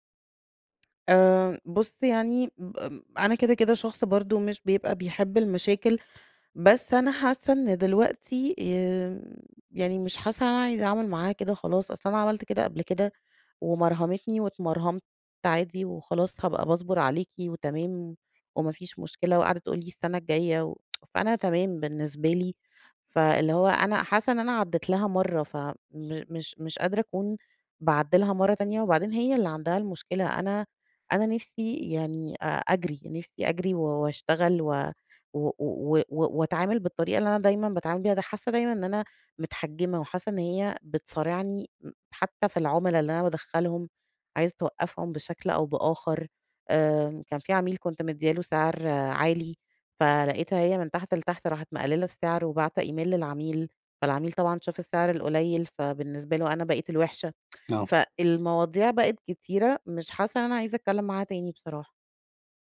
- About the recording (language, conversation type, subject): Arabic, advice, ازاي أتفاوض على زيادة في المرتب بعد سنين من غير ترقية؟
- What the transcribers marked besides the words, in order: tapping; tsk; in English: "إيميل"; tsk